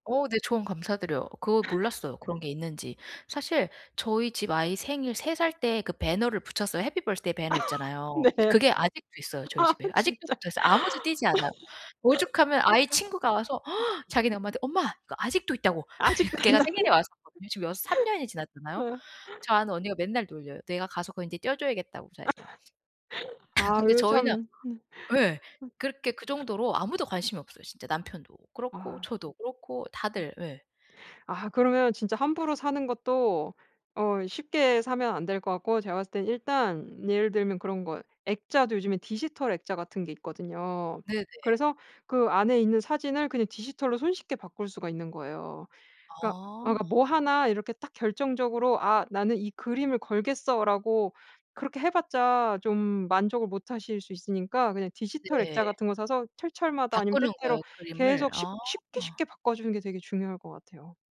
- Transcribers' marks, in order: laugh; put-on voice: "배너를"; in English: "배너를"; put-on voice: "happy birthday 배너"; in English: "happy birthday 배너"; laugh; laughing while speaking: "네. 아 진짜"; other background noise; laugh; gasp; laughing while speaking: "아직도 안나"; laugh; laughing while speaking: "아"; laugh
- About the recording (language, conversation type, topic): Korean, advice, 한정된 예산으로도 집안 분위기를 편안하게 만들려면 어떻게 해야 하나요?